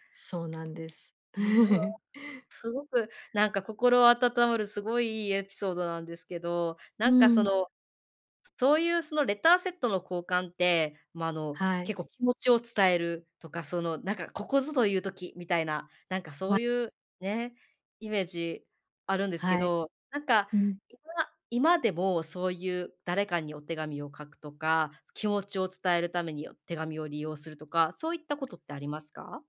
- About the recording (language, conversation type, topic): Japanese, podcast, 子どもの頃に集めていたものは何ですか？
- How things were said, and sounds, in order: laugh; other noise